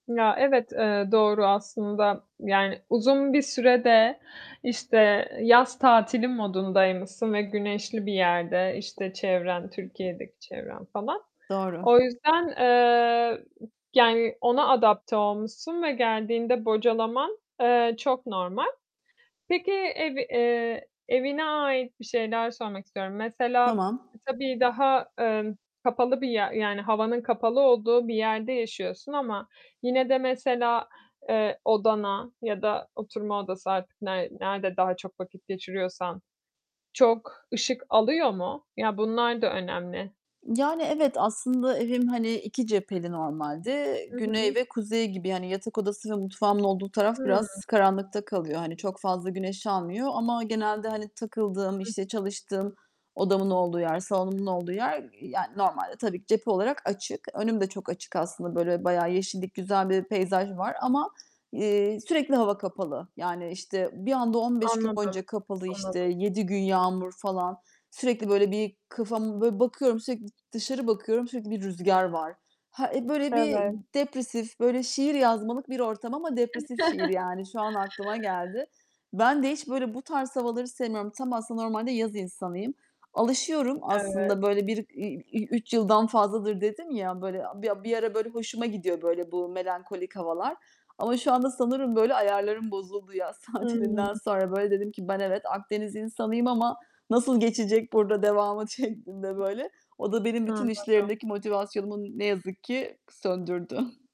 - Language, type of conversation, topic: Turkish, advice, Motivasyonumu nasıl yeniden kazanır ve sürdürebilirim?
- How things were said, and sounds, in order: static; other background noise; distorted speech; tapping; unintelligible speech; chuckle; laughing while speaking: "tatilinden sonra"; laughing while speaking: "şeklinde"